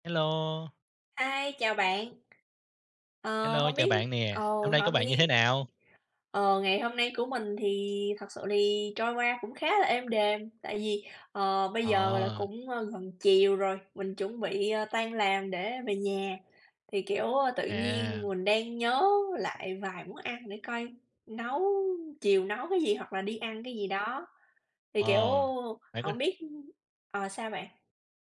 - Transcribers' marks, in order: tapping; other background noise
- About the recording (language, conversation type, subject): Vietnamese, unstructured, Bạn đã từng bất ngờ về hương vị của món ăn nào chưa?